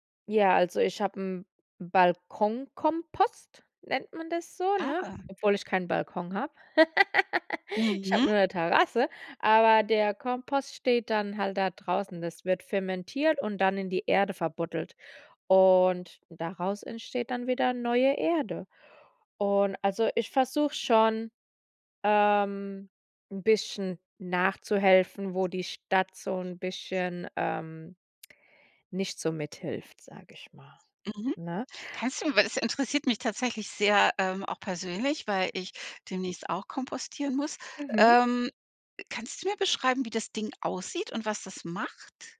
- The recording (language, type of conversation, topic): German, podcast, Wie organisierst du die Mülltrennung bei dir zu Hause?
- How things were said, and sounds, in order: laugh; other background noise; tapping